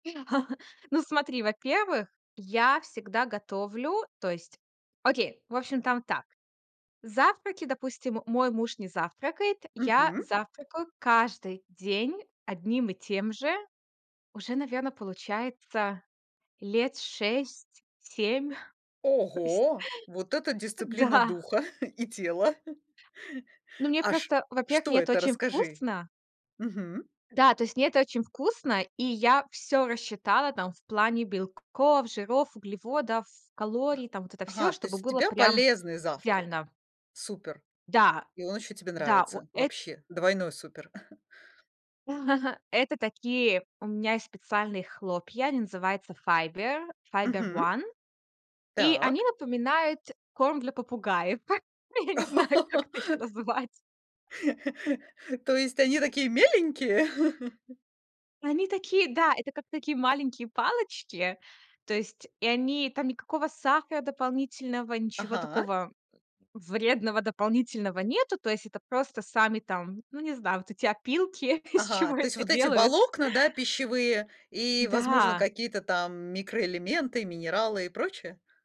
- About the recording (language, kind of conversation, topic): Russian, podcast, Как вы обычно планируете питание на неделю?
- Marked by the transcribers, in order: laugh; chuckle; laughing while speaking: "То есть"; surprised: "Ого"; laughing while speaking: "Да"; chuckle; other background noise; chuckle; chuckle; laughing while speaking: "Я не знаю, как это ещё называть"; laugh; laugh; tapping; laughing while speaking: "из чего это делают"